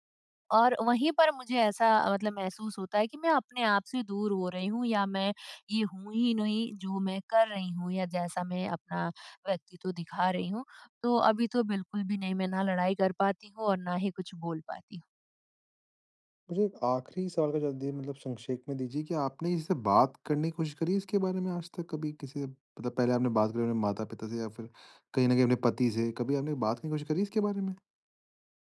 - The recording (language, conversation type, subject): Hindi, advice, मैं अपने मूल्यों और मानकों से कैसे जुड़ा रह सकता/सकती हूँ?
- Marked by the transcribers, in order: none